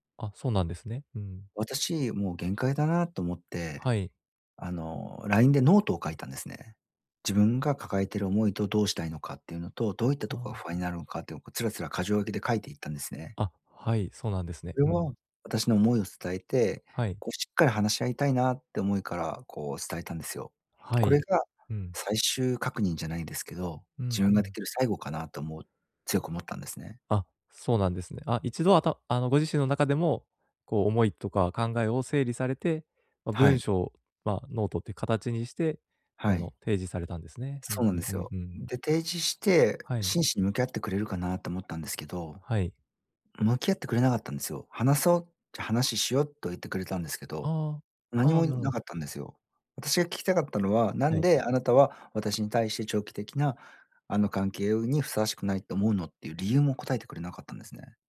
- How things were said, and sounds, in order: none
- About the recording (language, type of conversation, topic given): Japanese, advice, どうすれば自分を責めずに心を楽にできますか？